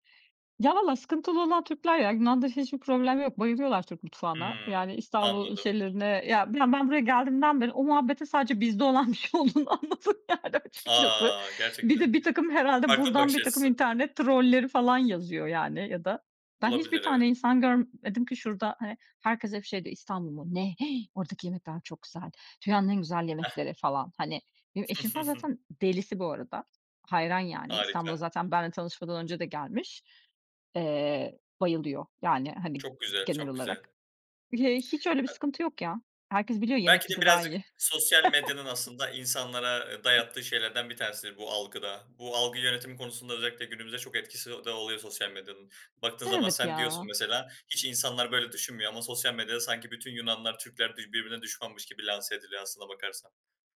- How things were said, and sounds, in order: laughing while speaking: "bir şey olduğunu anladım yani açıkçası"; other noise; chuckle; other background noise; unintelligible speech; laugh; tapping
- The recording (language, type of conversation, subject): Turkish, podcast, İçgüdülerine güvenerek aldığın en büyük kararı anlatır mısın?